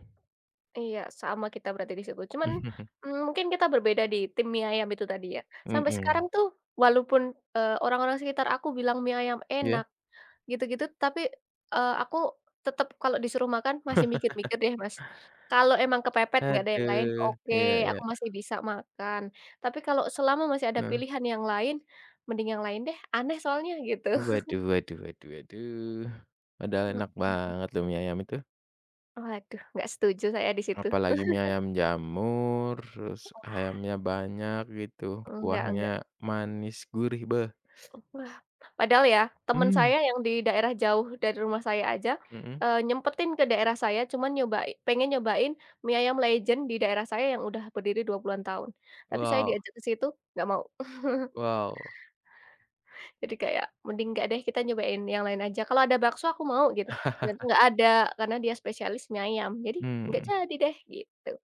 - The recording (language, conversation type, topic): Indonesian, unstructured, Pernahkah kamu mencoba makanan yang rasanya benar-benar aneh?
- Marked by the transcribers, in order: other background noise; chuckle; chuckle; chuckle; chuckle; chuckle; chuckle